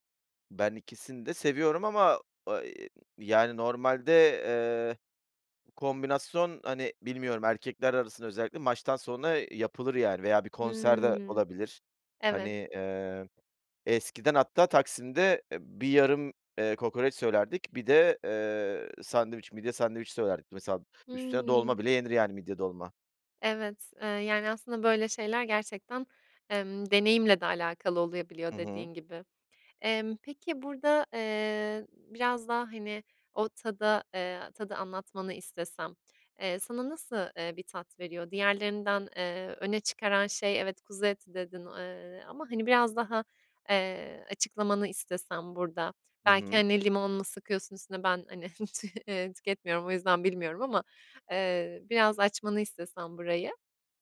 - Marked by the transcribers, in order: other background noise; tapping; "olabiliyor" said as "oluyabiliyor"; chuckle
- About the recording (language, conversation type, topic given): Turkish, podcast, Sokak lezzetleri arasında en sevdiğin hangisiydi ve neden?